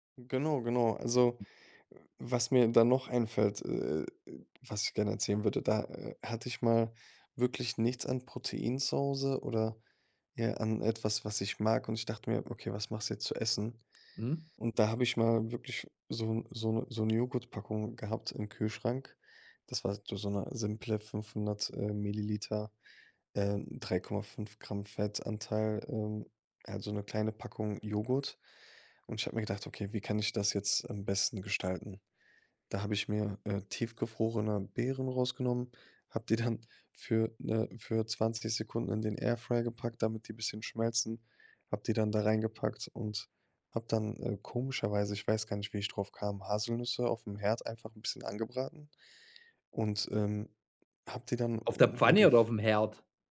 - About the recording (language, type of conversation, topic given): German, podcast, Kannst du von einem Küchenexperiment erzählen, das dich wirklich überrascht hat?
- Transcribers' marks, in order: other background noise; laughing while speaking: "dann"